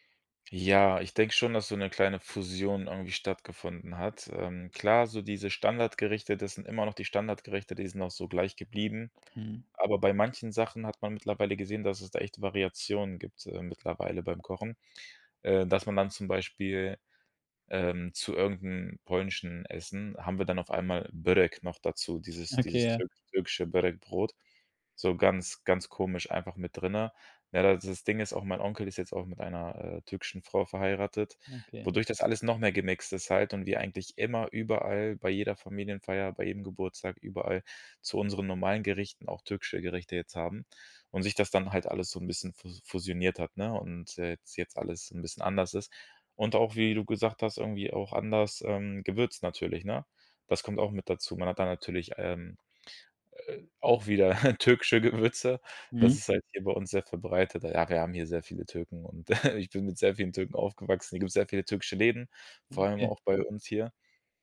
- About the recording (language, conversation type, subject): German, podcast, Wie hat Migration eure Familienrezepte verändert?
- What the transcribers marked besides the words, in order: in Turkish: "Börek"; in Turkish: "Börek"; laugh; laughing while speaking: "Gewürze"; laugh